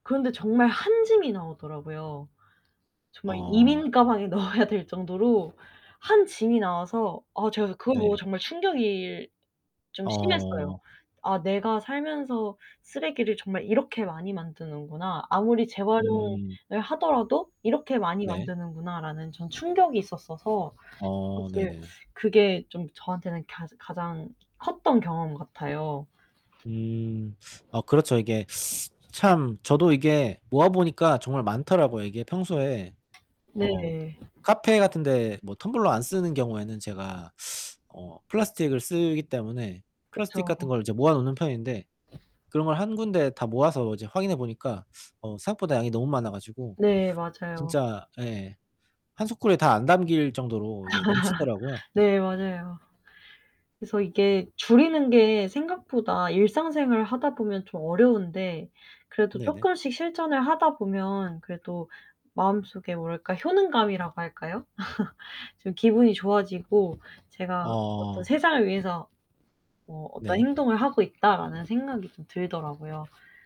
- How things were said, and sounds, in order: laughing while speaking: "넣어야 될"; other background noise; distorted speech; tapping; laugh; laugh; static
- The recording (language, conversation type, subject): Korean, unstructured, 자연을 보호하는 가장 쉬운 방법은 무엇일까요?